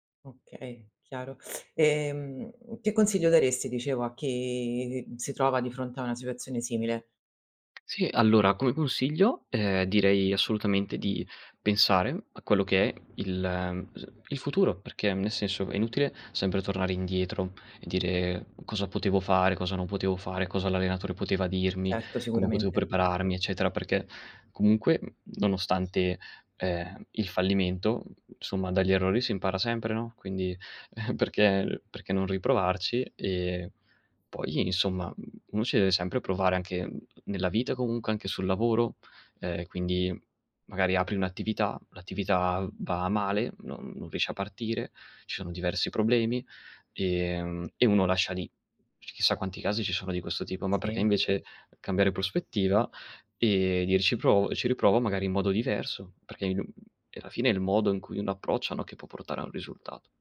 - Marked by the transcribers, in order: teeth sucking; other street noise; "potevo" said as "poteo"; "insomma" said as "nsomma"; chuckle
- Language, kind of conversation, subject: Italian, podcast, Raccontami di un fallimento che si è trasformato in un'opportunità?